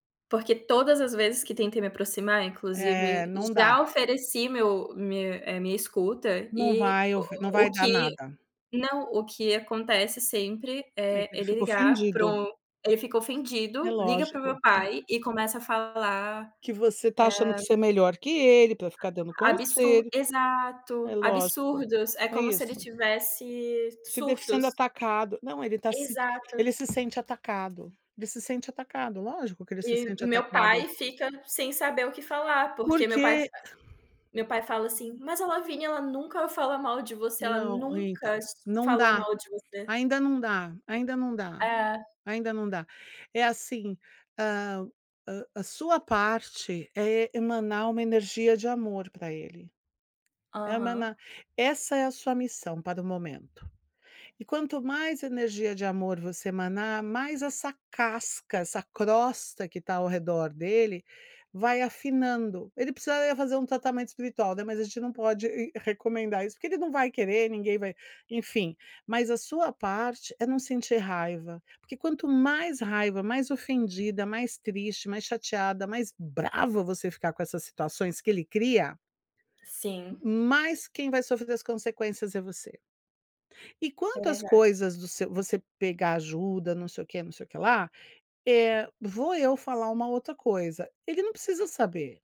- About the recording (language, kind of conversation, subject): Portuguese, advice, Como você tem se sentido ao perceber que seus pais favorecem um dos seus irmãos e você fica de lado?
- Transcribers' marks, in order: other background noise; tapping; unintelligible speech; stressed: "brava"